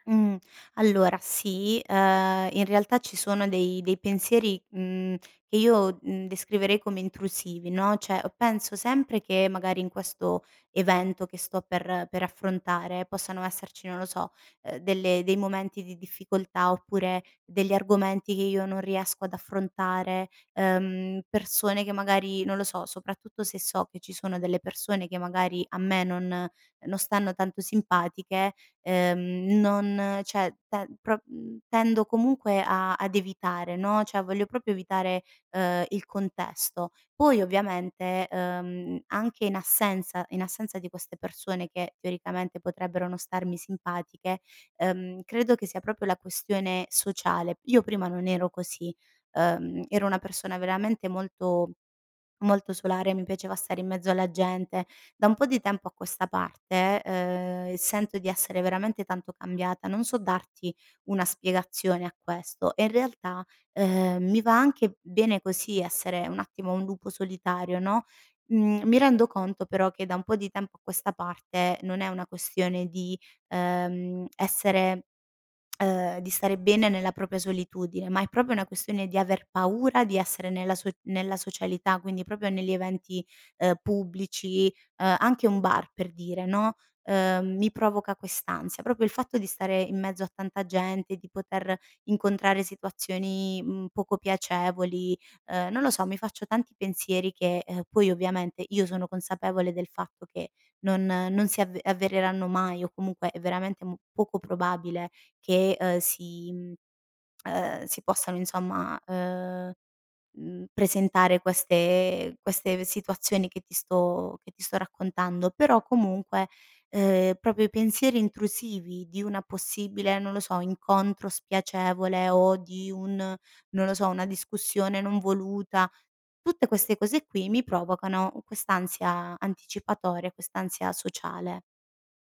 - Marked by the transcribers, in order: "cioè" said as "ceh"; "cioè" said as "ceh"; "cioè" said as "ceh"; "proprio" said as "propio"; "proprio" said as "propio"; lip smack; "proprio" said as "propio"; "proprio" said as "propio"; "proprio" said as "propio"; "insomma" said as "nsomma"; "proprio" said as "propio"
- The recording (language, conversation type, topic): Italian, advice, Come posso gestire l’ansia anticipatoria prima di riunioni o eventi sociali?